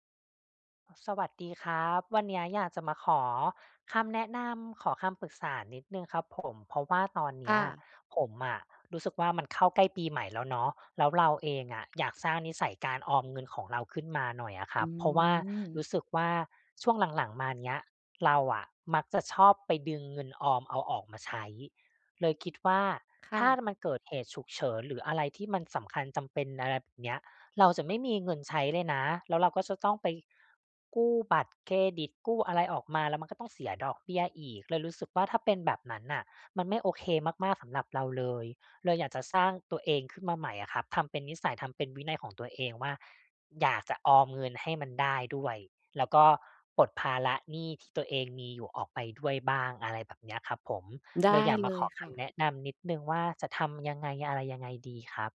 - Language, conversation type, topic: Thai, advice, จะเริ่มสร้างนิสัยออมเงินอย่างยั่งยืนควบคู่กับการลดหนี้ได้อย่างไร?
- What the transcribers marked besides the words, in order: none